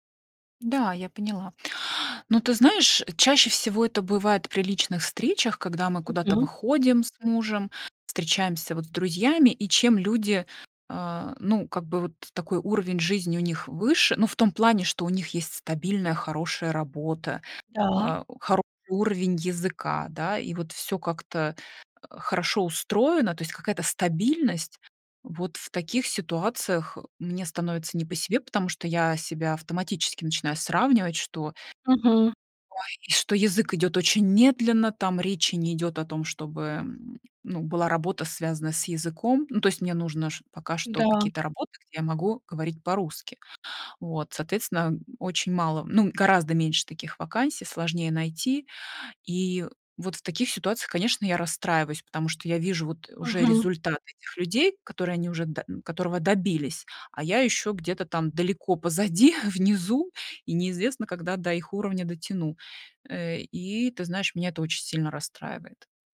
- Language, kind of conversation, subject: Russian, advice, Как перестать постоянно сравнивать себя с друзьями и перестать чувствовать, что я отстаю?
- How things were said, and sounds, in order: other background noise; laughing while speaking: "позади"